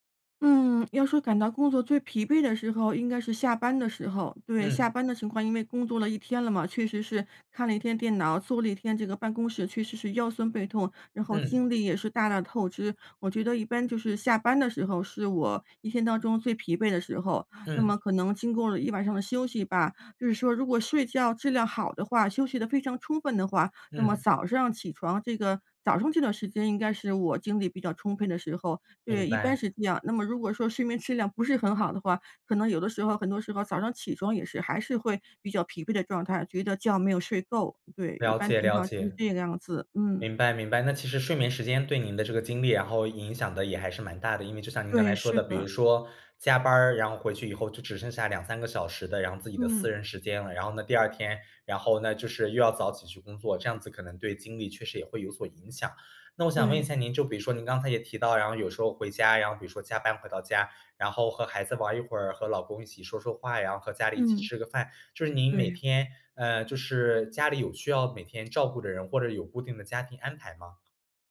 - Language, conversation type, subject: Chinese, advice, 我该如何安排工作与生活的时间，才能每天更平衡、压力更小？
- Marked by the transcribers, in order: none